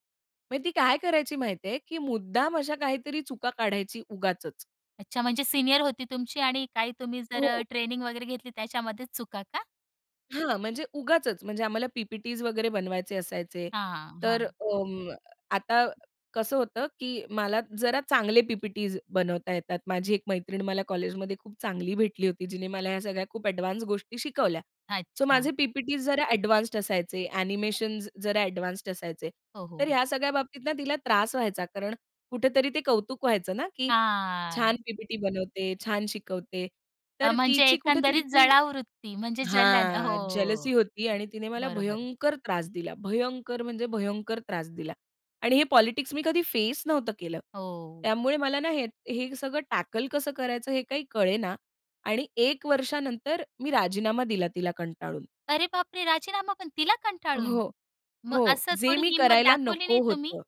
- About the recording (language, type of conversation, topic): Marathi, podcast, एखादा असा कोणता निर्णय आहे, ज्याचे फळ तुम्ही आजही अनुभवता?
- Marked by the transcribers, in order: tapping; in English: "अ‍ॅडवान्स"; in English: "अ‍ॅडवान्स्ड"; in English: "अ‍ॅडवान्स्ड"; drawn out: "हां"; drawn out: "हां"; in English: "जेलसी"; in English: "पॉलिटिक्स"; in English: "टॅकल"; surprised: "अरे बापरे! राजीनामा पण तिला कंटाळून?"; anticipating: "मग असं थोडी हिम्मत दाखवली नाही तुम्ही?"